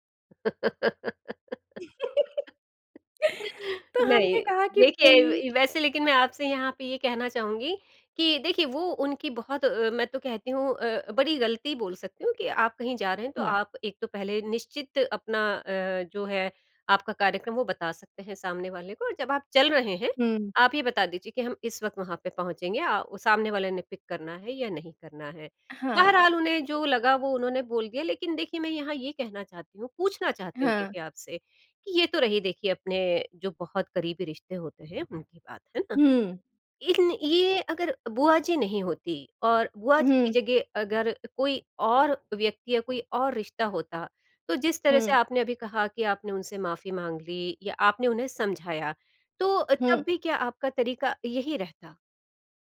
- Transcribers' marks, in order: laugh; laughing while speaking: "तो हमने कहा कि भई"; in English: "पिक"; other background noise
- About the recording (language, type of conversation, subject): Hindi, podcast, रिश्तों से आपने क्या सबसे बड़ी बात सीखी?